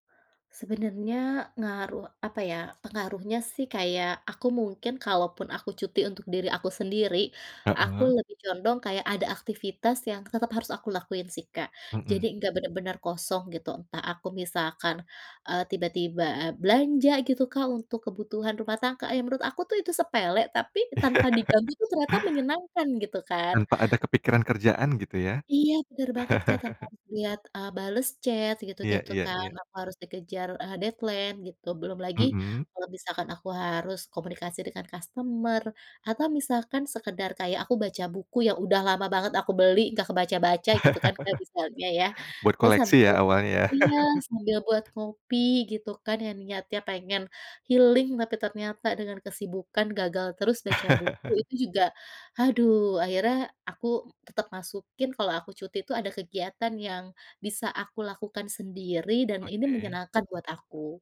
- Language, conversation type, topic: Indonesian, podcast, Pernah nggak kamu merasa bersalah saat meluangkan waktu untuk diri sendiri?
- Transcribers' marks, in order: laughing while speaking: "Iya"; laugh; tapping; laugh; in English: "deadline"; laugh; laugh; in English: "healing"; laugh